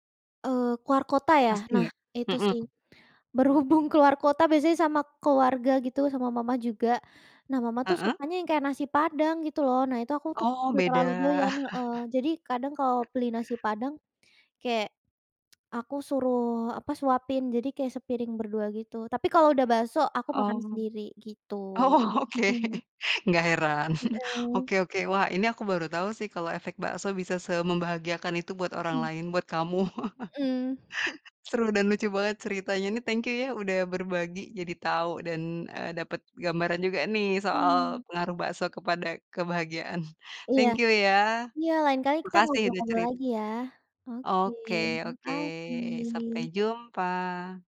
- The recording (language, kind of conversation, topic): Indonesian, podcast, Apa makanan sederhana yang selalu membuat kamu bahagia?
- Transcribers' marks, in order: laughing while speaking: "berhubung"; laugh; tapping; laughing while speaking: "Oh oke enggak heran"; chuckle; laughing while speaking: "kamu"; chuckle